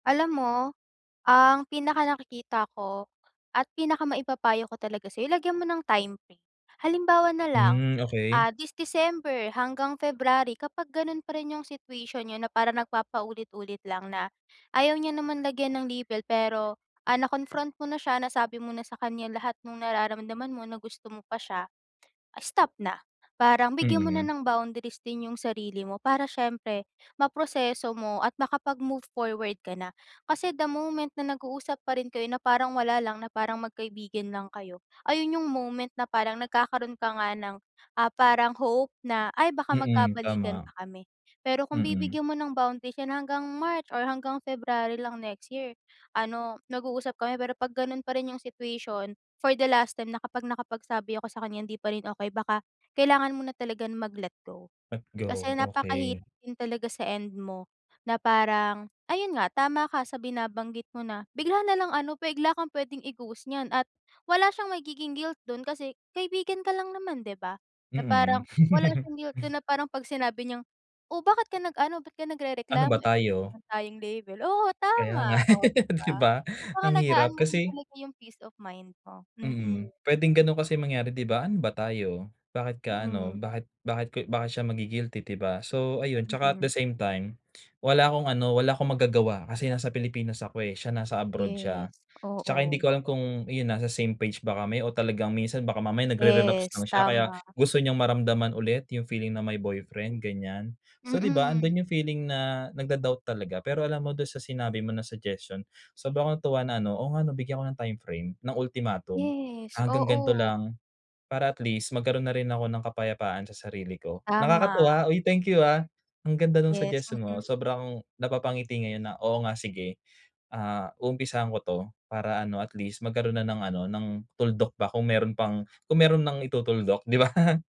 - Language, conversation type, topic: Filipino, advice, Paano ako makakabangon mula sa pangungulila at pagkabigo?
- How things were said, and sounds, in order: in English: "time frame"; giggle; laugh; in English: "peace of mind"; laugh